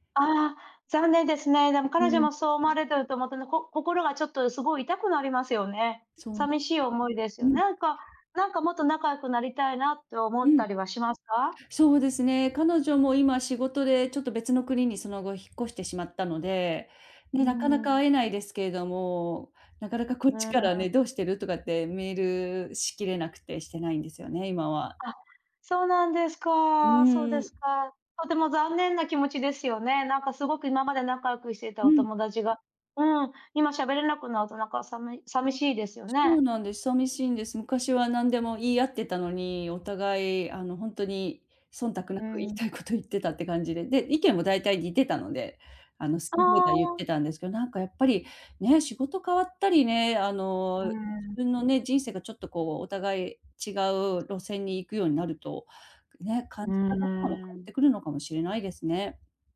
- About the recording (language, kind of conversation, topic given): Japanese, advice, 友人関係が変わって新しい交友関係を作る必要があると感じるのはなぜですか？
- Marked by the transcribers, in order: other background noise; laughing while speaking: "言いたいこと言ってたって"